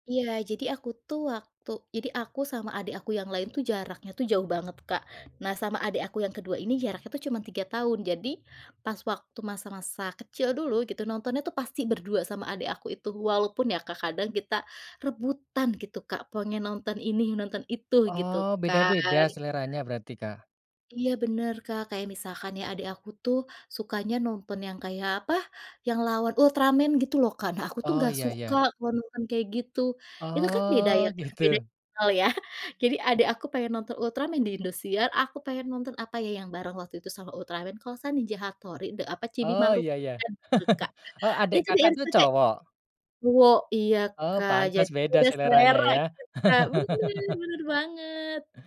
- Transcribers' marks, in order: other background noise; chuckle; laugh
- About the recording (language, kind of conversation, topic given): Indonesian, podcast, Apakah ada camilan yang selalu kamu kaitkan dengan momen menonton di masa lalu?